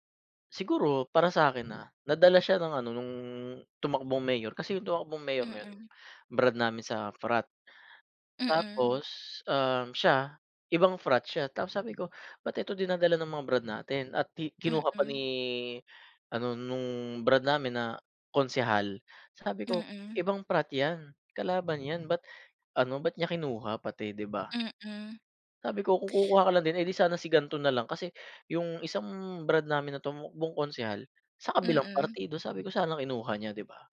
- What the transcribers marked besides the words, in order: other background noise
- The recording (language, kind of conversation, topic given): Filipino, unstructured, Ano ang nararamdaman mo kapag hindi natutupad ng mga politiko ang kanilang mga pangako?